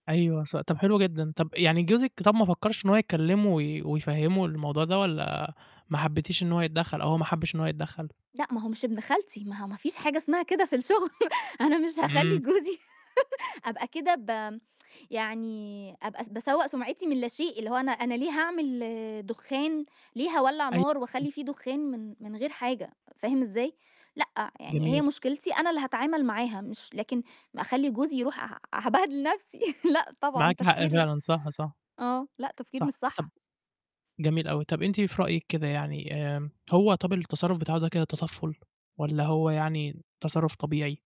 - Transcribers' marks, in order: tapping; laugh; laughing while speaking: "أنا مش هاخلّي جوزي"; tsk; distorted speech; unintelligible speech; laughing while speaking: "هابهدِل نفسي"
- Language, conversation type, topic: Arabic, podcast, بتتصرف إزاي لو مديرك كلمك برّه مواعيد الشغل؟